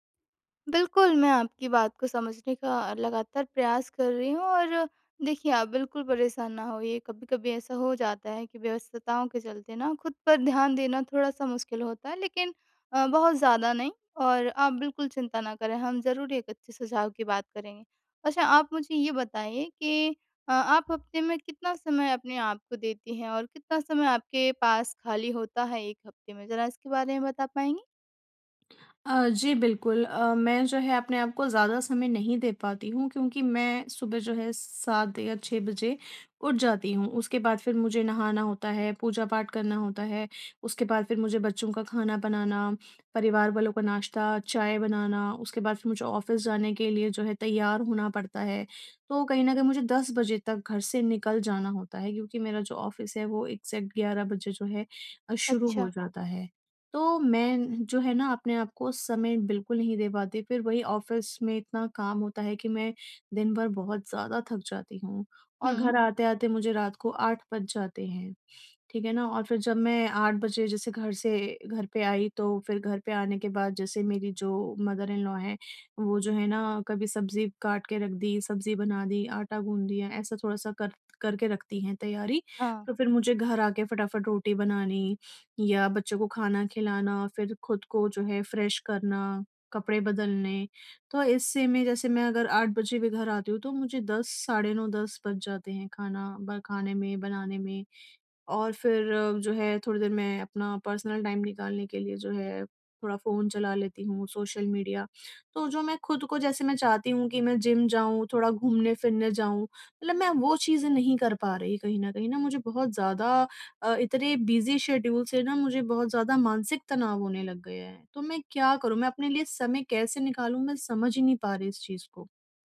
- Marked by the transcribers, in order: in English: "ऑफ़िस"; in English: "ऑफ़िस"; in English: "एग्ज़ैक्ट"; in English: "ऑफ़िस"; in English: "मदर-इन-लॉ"; in English: "फ्रेश"; in English: "पर्सनल टाइम"; in English: "बिज़ी शेड्यूल"
- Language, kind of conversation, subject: Hindi, advice, समय की कमी होने पर मैं अपने शौक कैसे जारी रख सकता/सकती हूँ?